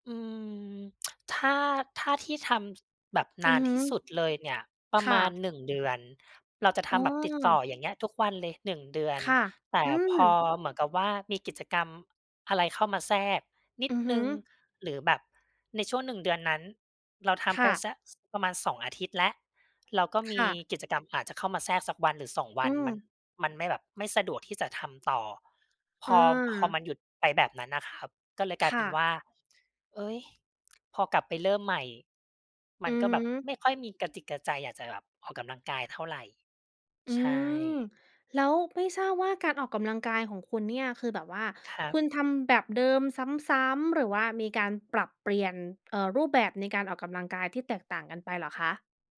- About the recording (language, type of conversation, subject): Thai, advice, คุณเริ่มออกกำลังกายแล้วเลิกกลางคันเพราะอะไร?
- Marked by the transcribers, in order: lip smack; background speech